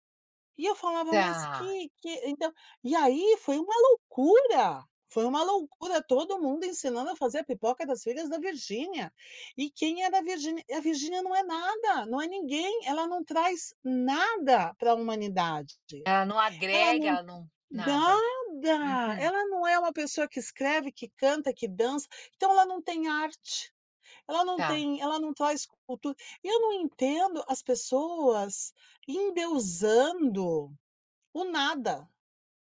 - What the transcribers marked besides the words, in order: tapping
- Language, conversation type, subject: Portuguese, podcast, Qual é a relação entre fama digital e saúde mental hoje?